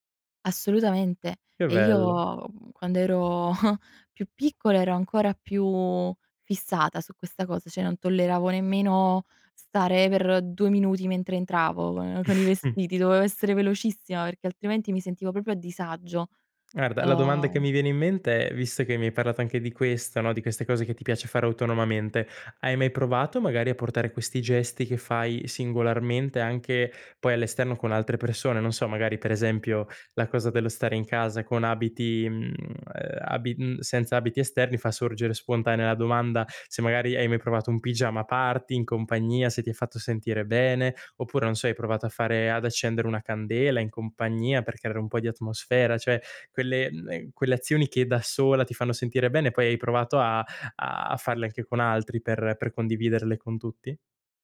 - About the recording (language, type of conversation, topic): Italian, podcast, C'è un piccolo gesto che, per te, significa casa?
- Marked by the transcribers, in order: chuckle; "cioè" said as "ceh"; chuckle; "proprio" said as "propio"; "cioè" said as "ceh"